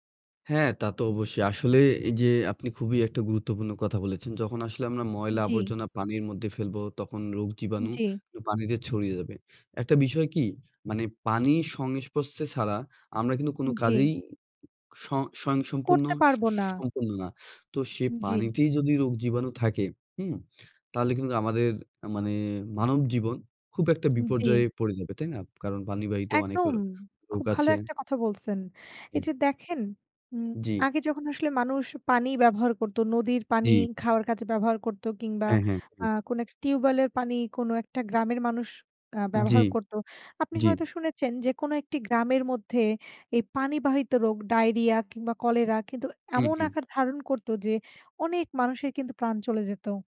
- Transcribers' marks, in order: other background noise; tapping
- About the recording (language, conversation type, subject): Bengali, unstructured, জল সংরক্ষণ করতে আমাদের কোন কোন অভ্যাস মেনে চলা উচিত?